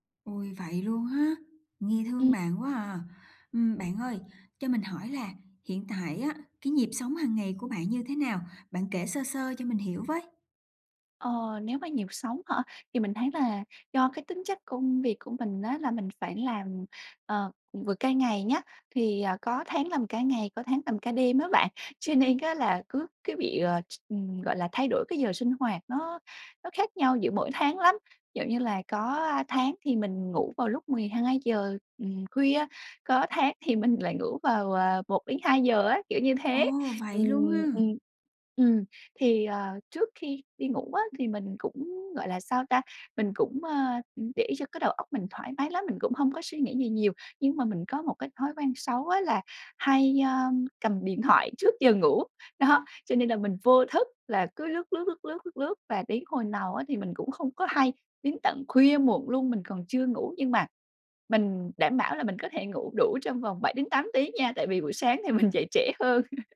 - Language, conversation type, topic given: Vietnamese, advice, Làm thế nào để cải thiện chất lượng giấc ngủ và thức dậy tràn đầy năng lượng hơn?
- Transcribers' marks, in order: other background noise; laughing while speaking: "cho nên"; laughing while speaking: "Đó"; laughing while speaking: "mình"; chuckle; tapping